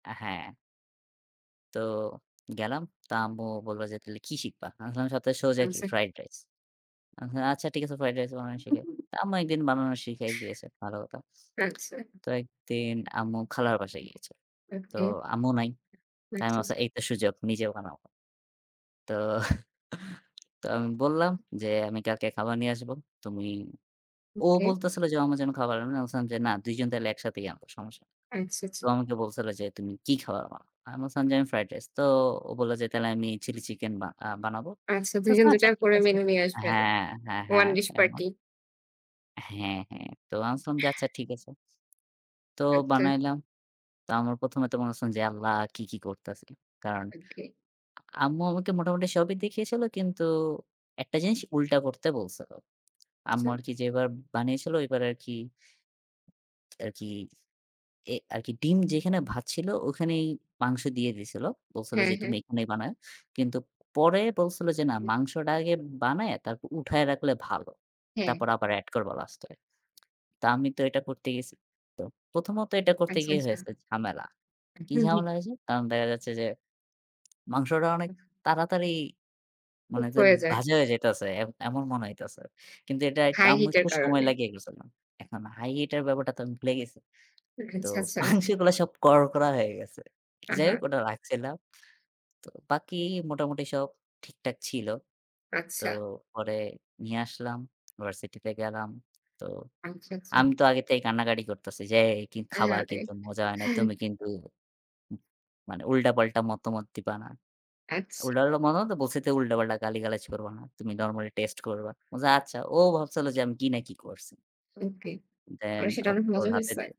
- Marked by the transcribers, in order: chuckle; other noise; chuckle; in English: "One dish party"; other background noise; laughing while speaking: "আচ্ছা, আচ্ছা"; laughing while speaking: "মাংসগুলা"; chuckle
- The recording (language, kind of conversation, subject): Bengali, unstructured, আপনার জীবনের সবচেয়ে স্মরণীয় খাবার কোনটি?